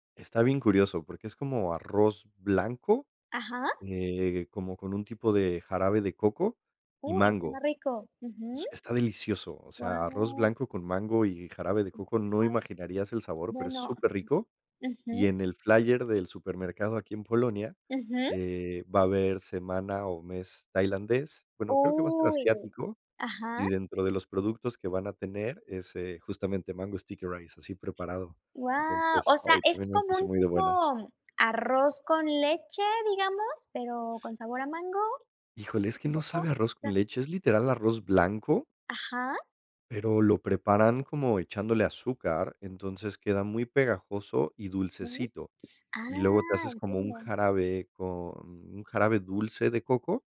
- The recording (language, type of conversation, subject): Spanish, unstructured, ¿Qué te hace sonreír sin importar el día que tengas?
- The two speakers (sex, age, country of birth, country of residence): female, 35-39, Mexico, Germany; male, 35-39, Mexico, Poland
- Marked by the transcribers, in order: unintelligible speech; other noise; in English: "sticky rice"; other background noise; tapping